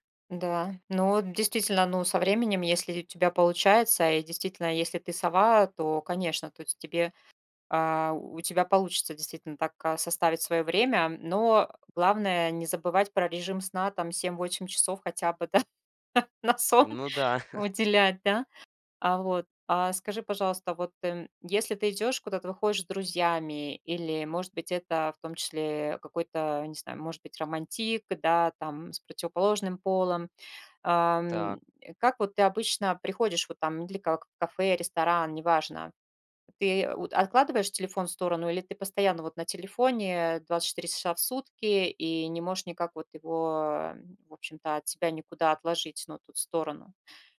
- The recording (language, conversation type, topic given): Russian, podcast, Сколько времени в день вы проводите в социальных сетях и зачем?
- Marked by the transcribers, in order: laughing while speaking: "да, на сон"; chuckle